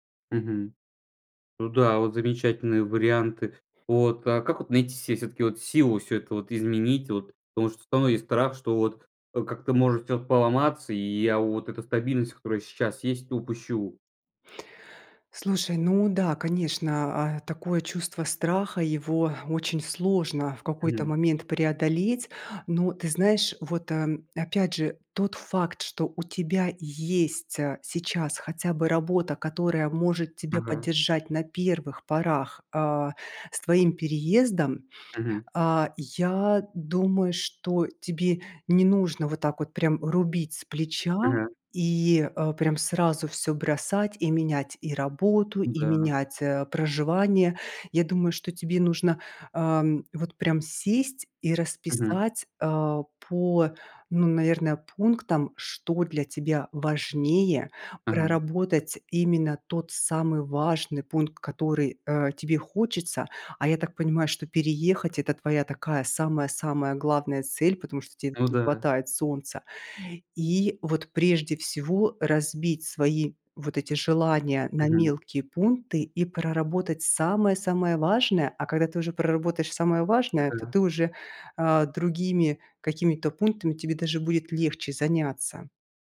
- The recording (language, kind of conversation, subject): Russian, advice, Как сделать первый шаг к изменениям в жизни, если мешает страх неизвестности?
- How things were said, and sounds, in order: unintelligible speech